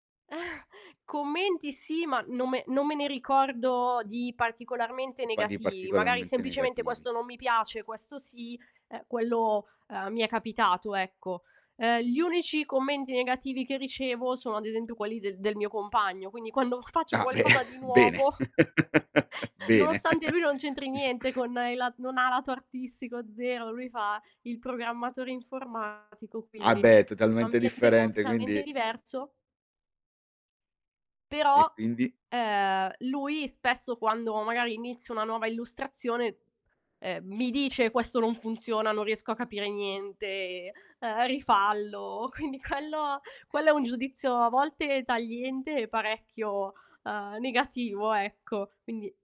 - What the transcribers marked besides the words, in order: chuckle; laughing while speaking: "Ah beh"; chuckle; laugh; giggle; laugh; laughing while speaking: "Quindi quello"
- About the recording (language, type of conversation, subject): Italian, podcast, Che valore ha per te condividere le tue creazioni con gli altri?